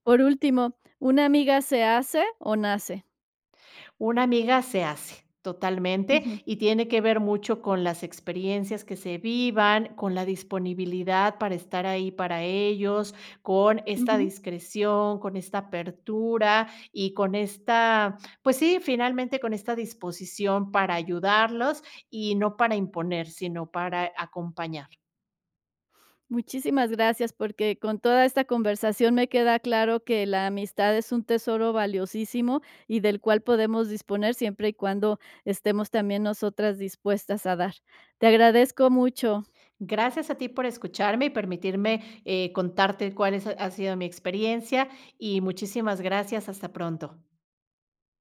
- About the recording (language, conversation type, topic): Spanish, podcast, ¿Qué rol juegan tus amigos y tu familia en tu tranquilidad?
- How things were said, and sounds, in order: none